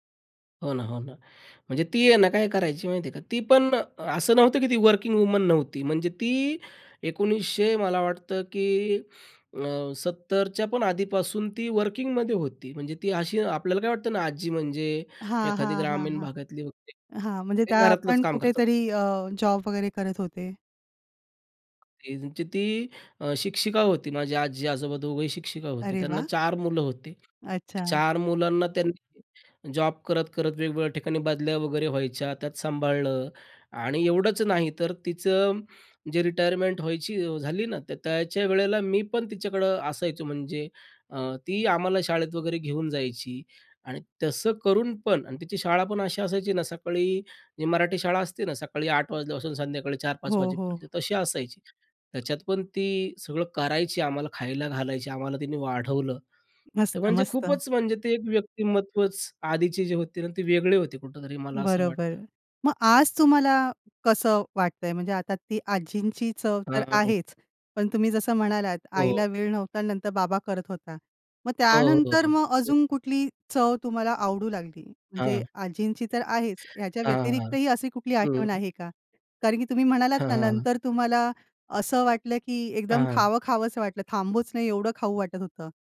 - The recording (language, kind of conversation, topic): Marathi, podcast, कुठल्या अन्नांमध्ये आठवणी जागवण्याची ताकद असते?
- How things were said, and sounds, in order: tapping; other noise; other background noise